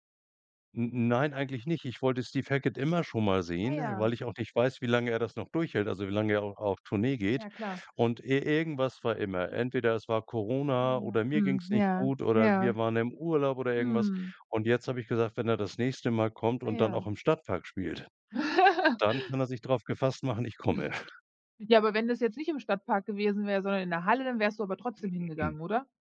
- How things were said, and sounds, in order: laugh; other noise; chuckle; throat clearing
- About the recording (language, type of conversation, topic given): German, podcast, Welches Konzert hat dich besonders geprägt?